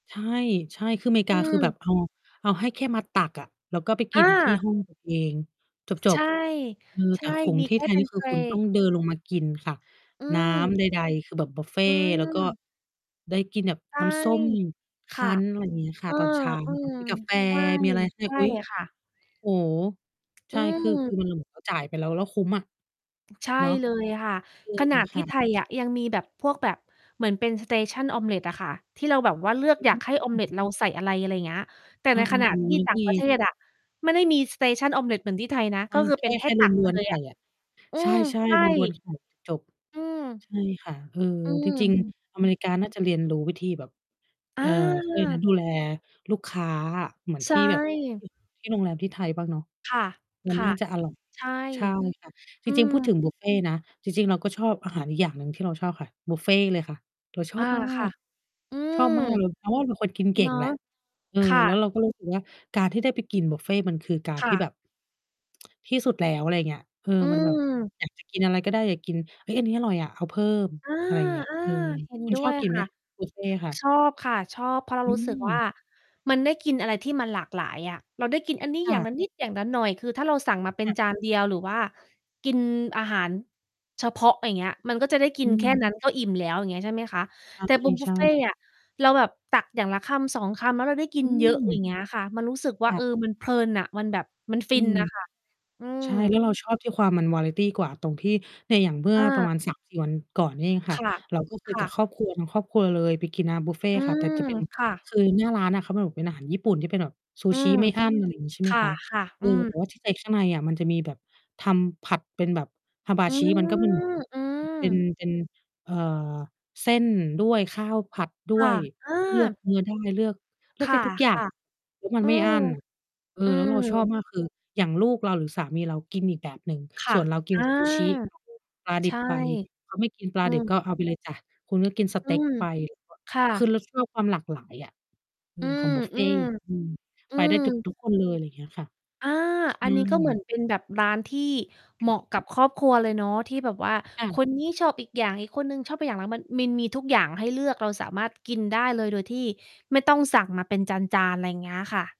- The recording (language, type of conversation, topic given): Thai, unstructured, คุณคิดว่าอาหารแบบไหนที่กินแล้วมีความสุขที่สุด?
- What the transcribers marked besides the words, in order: distorted speech; tapping; static; other background noise; in English: "Station Omelet"; lip smack; in English: "Station Omelet"; mechanical hum; lip smack; in English: "วาไรตี"; drawn out: "อืม"; background speech; unintelligible speech; unintelligible speech